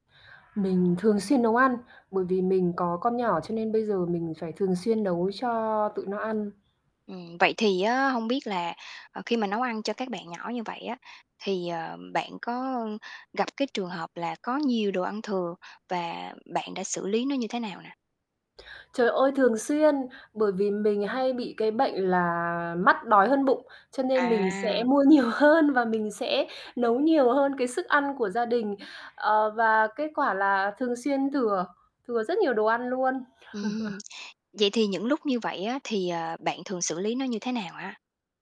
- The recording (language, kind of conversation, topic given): Vietnamese, podcast, Bạn thường biến đồ ăn thừa thành món mới như thế nào?
- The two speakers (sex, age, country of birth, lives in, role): female, 30-34, Vietnam, Vietnam, host; female, 45-49, Vietnam, Vietnam, guest
- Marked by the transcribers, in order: other background noise; tapping; distorted speech; laughing while speaking: "nhiều hơn"; chuckle